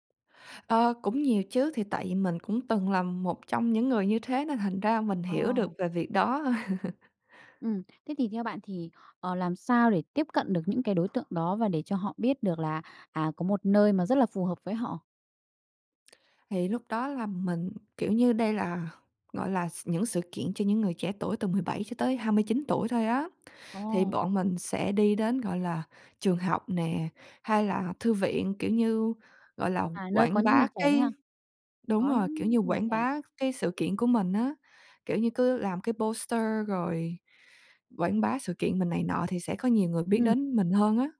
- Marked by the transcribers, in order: chuckle; in English: "poster"
- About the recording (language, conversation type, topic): Vietnamese, podcast, Dự án sáng tạo đáng nhớ nhất của bạn là gì?